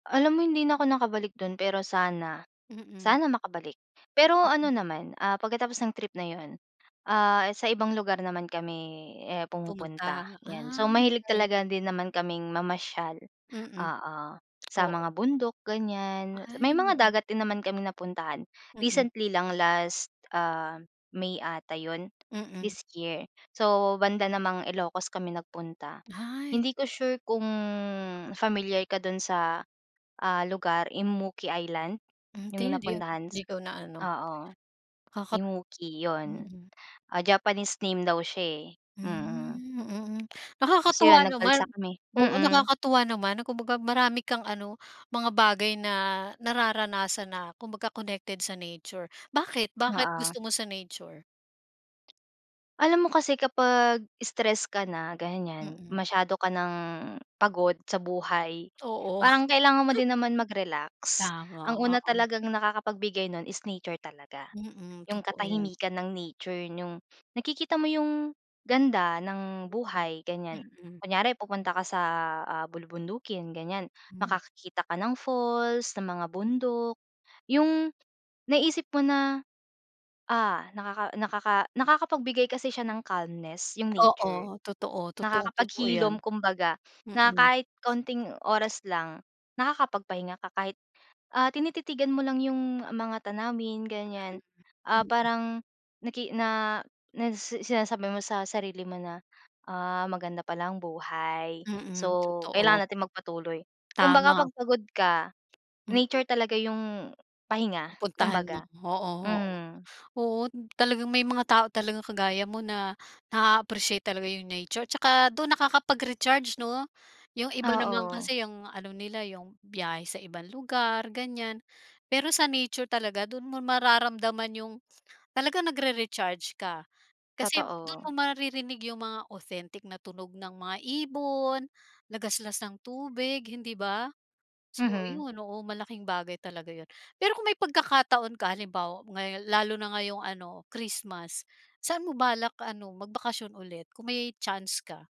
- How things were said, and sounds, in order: other background noise; tapping; chuckle; other noise; unintelligible speech
- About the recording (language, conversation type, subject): Filipino, podcast, Ano ang unang tanawin ng kalikasan na talagang umantig sa iyo?